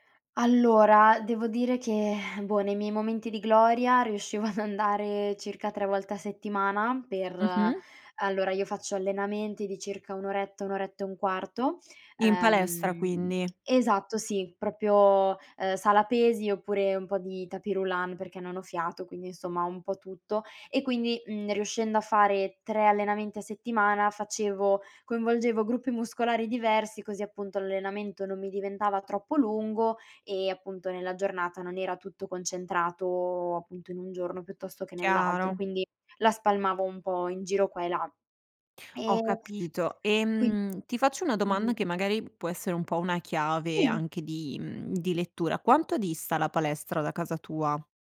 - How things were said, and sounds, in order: exhale; laughing while speaking: "ad"; "proprio" said as "propio"; unintelligible speech
- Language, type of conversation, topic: Italian, advice, Quali difficoltà incontri nel mantenere una routine di allenamento costante?
- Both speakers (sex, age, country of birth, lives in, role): female, 25-29, Italy, Italy, user; female, 60-64, Brazil, Italy, advisor